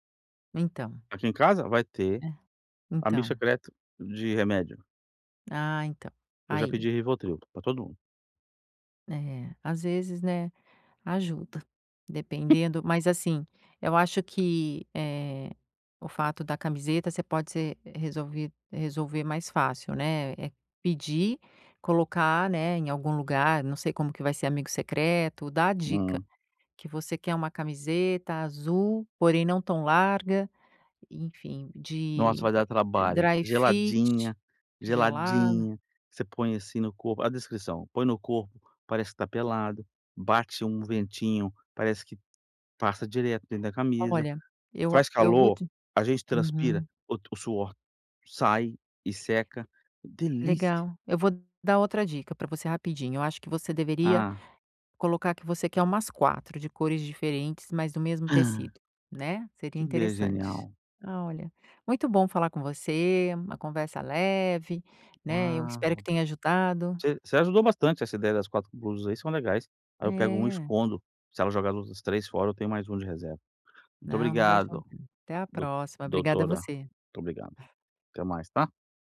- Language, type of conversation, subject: Portuguese, advice, Como posso desapegar de objetos que têm valor sentimental?
- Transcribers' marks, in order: chuckle; in English: "dry fit"; tapping; other noise